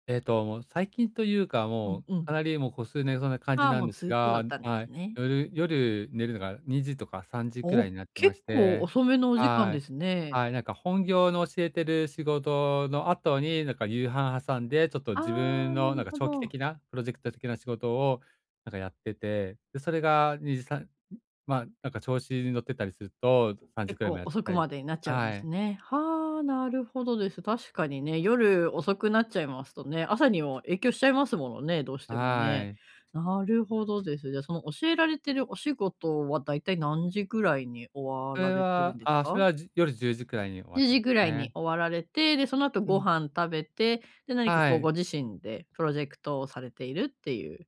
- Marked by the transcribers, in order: other noise
- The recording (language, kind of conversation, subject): Japanese, advice, 朝に短時間で元気を出す方法